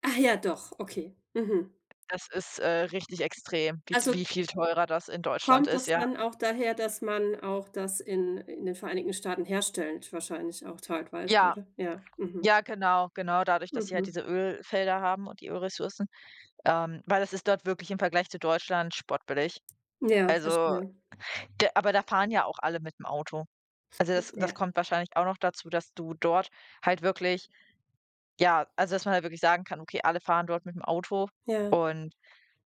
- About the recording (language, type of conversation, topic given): German, unstructured, Welche Tipps hast du, um im Alltag Geld zu sparen?
- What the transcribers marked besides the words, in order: other background noise